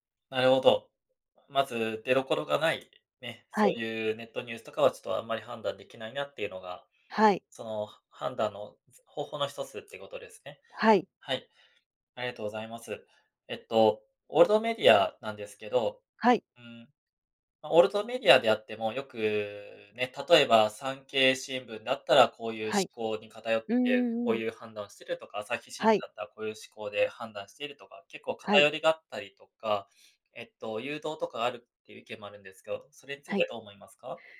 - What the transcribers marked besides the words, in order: none
- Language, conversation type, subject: Japanese, podcast, 普段、情報源の信頼性をどのように判断していますか？